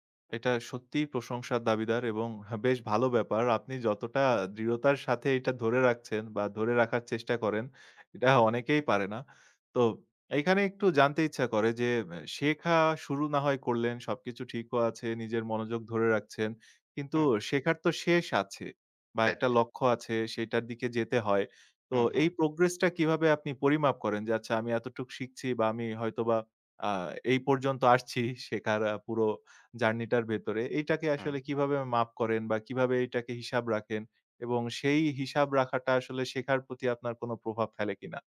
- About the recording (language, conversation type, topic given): Bengali, podcast, আপনি নতুন কোনো বিষয় শেখা শুরু করলে প্রথমে কীভাবে এগোন?
- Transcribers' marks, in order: in English: "progress"